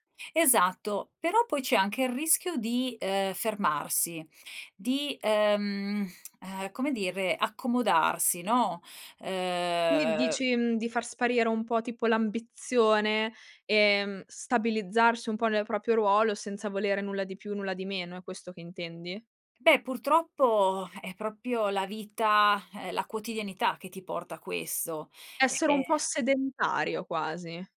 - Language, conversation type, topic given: Italian, podcast, Come riuscivi a trovare il tempo per imparare, nonostante il lavoro o la scuola?
- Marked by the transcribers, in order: "proprio" said as "propio"; "proprio" said as "propio"; other background noise